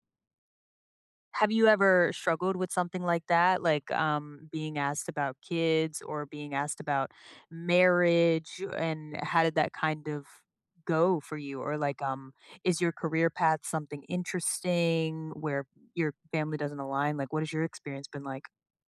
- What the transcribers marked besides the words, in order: none
- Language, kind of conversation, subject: English, unstructured, How can you convince your family to respect your boundaries?